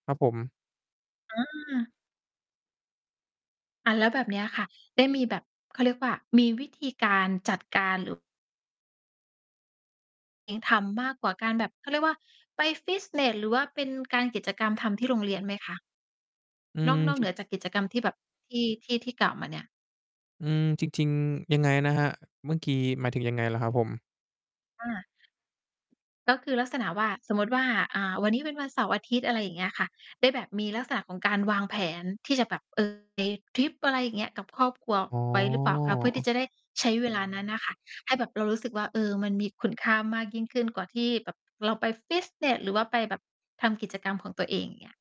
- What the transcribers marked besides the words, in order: distorted speech
- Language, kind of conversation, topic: Thai, podcast, อะไรทำให้เวลาว่างของคุณมีความหมายมากขึ้น?